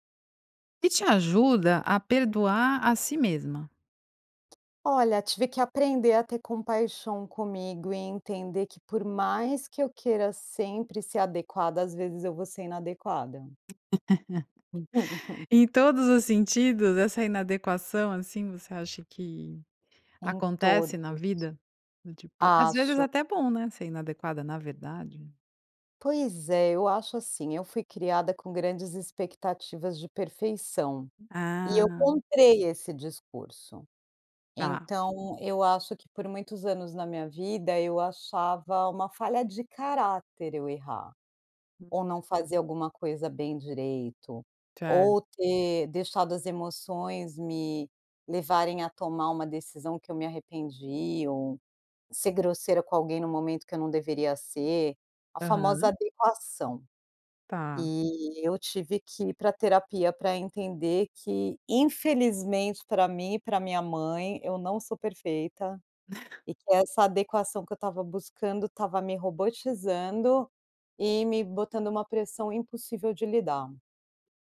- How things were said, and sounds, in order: tapping; laugh; laugh
- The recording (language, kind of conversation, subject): Portuguese, podcast, O que te ajuda a se perdoar?